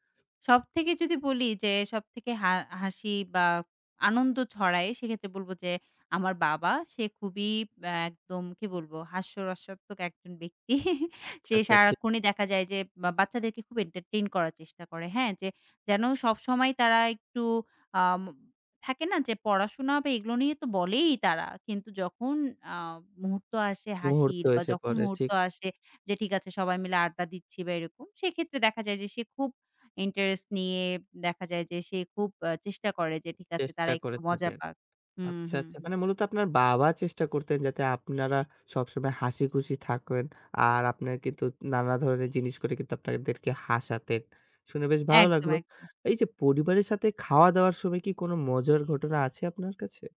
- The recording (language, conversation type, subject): Bengali, podcast, তোমার পরিবারে সবচেয়ে মজার আর হাসির মুহূর্তগুলো কেমন ছিল?
- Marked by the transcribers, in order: chuckle; in English: "এন্টারটেইন"; in English: "ইন্টারেস্ট"